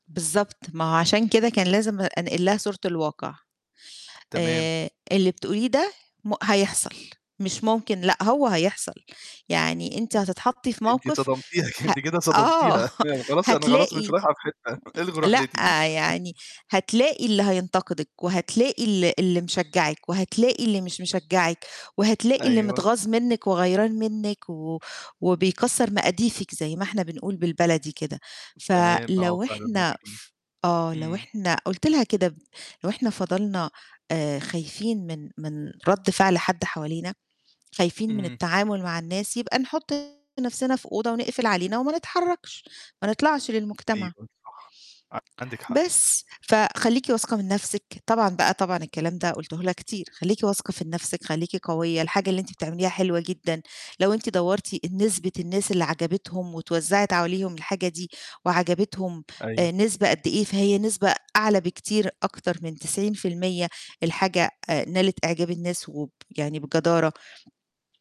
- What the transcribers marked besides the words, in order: tapping; other noise; laughing while speaking: "صدمتيها، ك أنتِ كده صدمتيها … حتّة الغوا رحلتي"; chuckle; other background noise; chuckle; unintelligible speech; distorted speech; static
- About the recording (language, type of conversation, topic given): Arabic, podcast, إيه نصيحتك للي خايف يشارك شغله لأول مرة؟